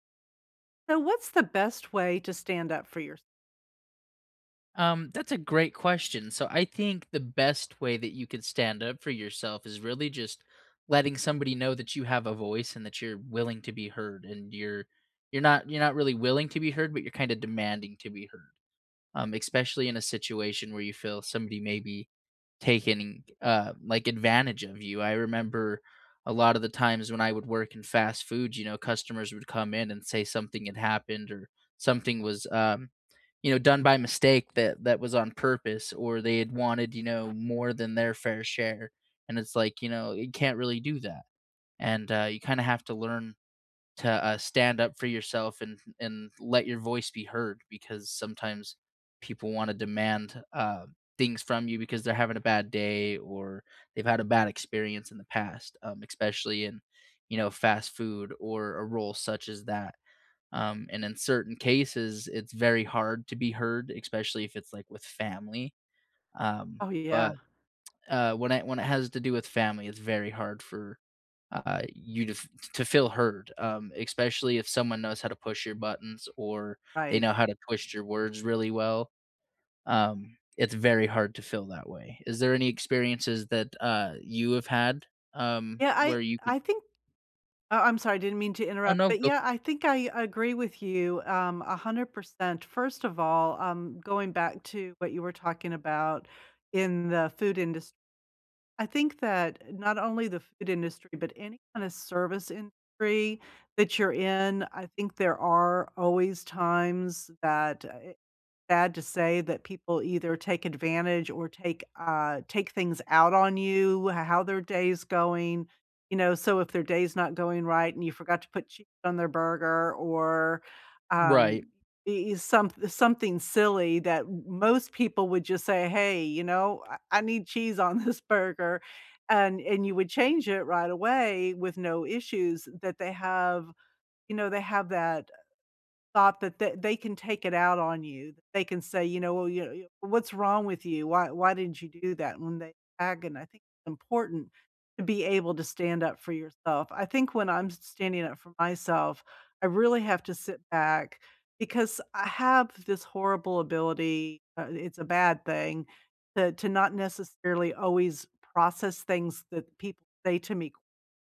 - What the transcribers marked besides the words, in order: "especially" said as "expecially"; other background noise; "especially" said as "expecially"; "especially" said as "expecially"; "especially" said as "expecially"; unintelligible speech; laughing while speaking: "this"
- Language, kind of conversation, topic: English, unstructured, What is the best way to stand up for yourself?
- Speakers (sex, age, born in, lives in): female, 65-69, United States, United States; male, 25-29, United States, United States